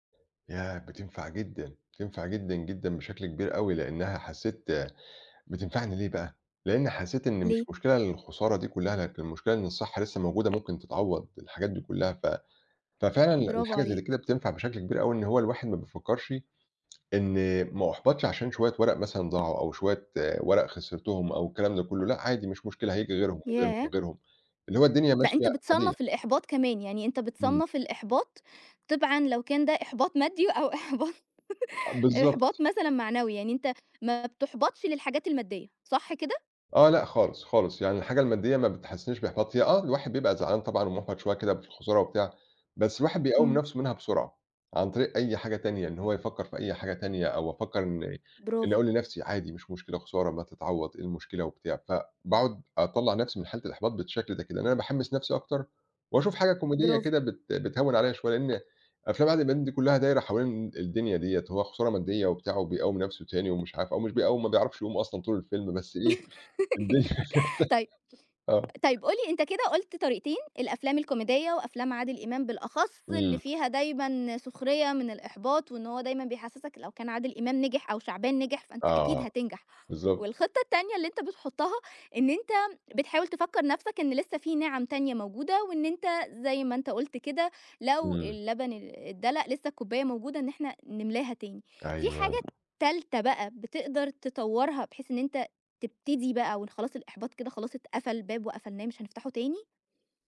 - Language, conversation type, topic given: Arabic, podcast, إيه اللي بيحفّزك تكمّل لما تحس بالإحباط؟
- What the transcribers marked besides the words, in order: tapping; laughing while speaking: "إحباط"; laugh; laugh; laughing while speaking: "الدنيا كده"; other background noise